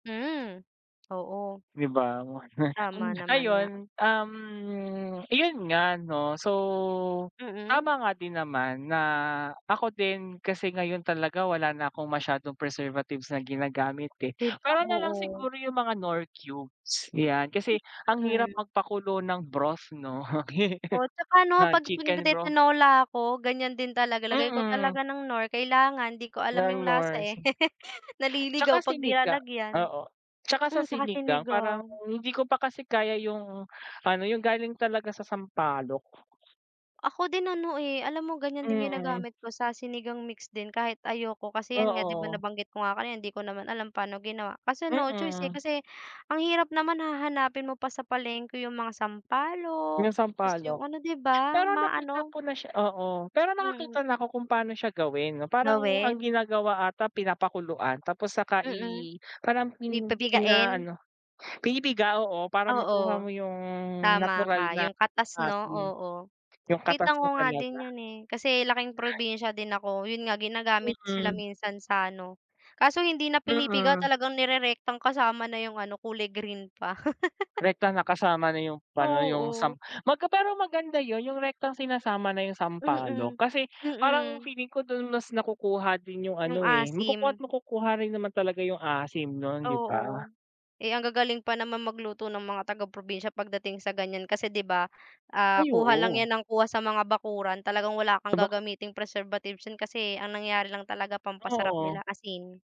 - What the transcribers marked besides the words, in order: tongue click; chuckle; other background noise; chuckle; chuckle; tapping; giggle
- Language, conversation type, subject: Filipino, unstructured, Ano ang palagay mo sa labis na paggamit ng pang-imbak sa pagkain?
- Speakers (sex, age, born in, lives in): female, 20-24, Philippines, Philippines; male, 25-29, Philippines, Philippines